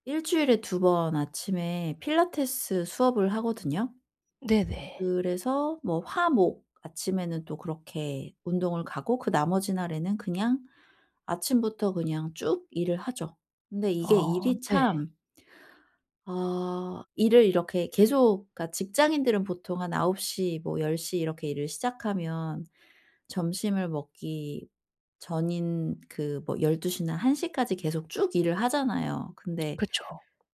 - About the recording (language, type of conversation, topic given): Korean, advice, 일과 가족의 균형을 어떻게 맞출 수 있을까요?
- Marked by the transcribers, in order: none